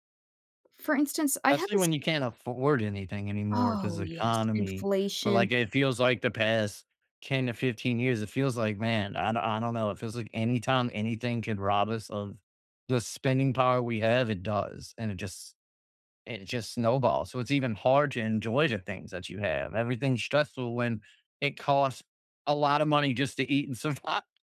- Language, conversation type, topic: English, unstructured, What can I do when stress feels overwhelming?
- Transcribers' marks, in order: other background noise; laughing while speaking: "survive"